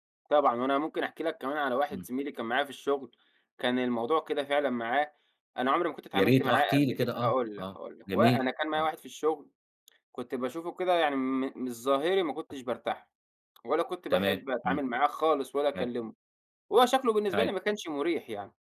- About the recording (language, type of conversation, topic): Arabic, podcast, إيه رأيك في خاصية "تمّت القراءة" وتأثيرها على العلاقات؟
- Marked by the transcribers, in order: tapping; tsk